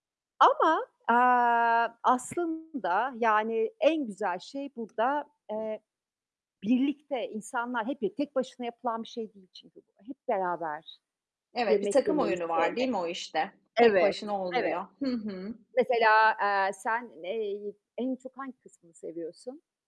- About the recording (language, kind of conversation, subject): Turkish, unstructured, Yemek yaparken en çok hangi malzemenin tadını seviyorsun?
- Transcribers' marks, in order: static; distorted speech